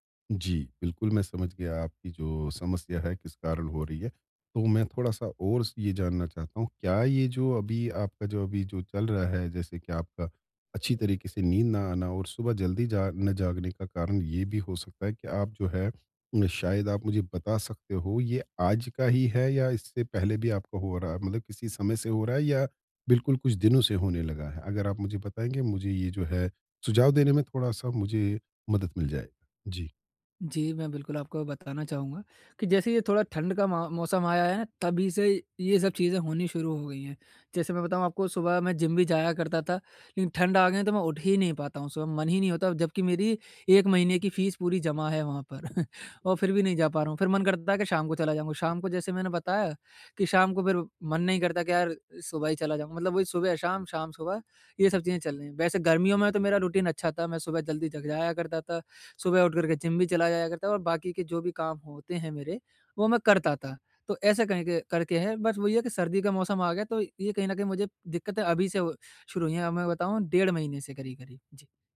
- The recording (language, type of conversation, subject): Hindi, advice, मैं नियमित रूप से सोने और जागने की दिनचर्या कैसे बना सकता/सकती हूँ?
- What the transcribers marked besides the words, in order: in English: "फीस"; chuckle; in English: "रूटीन"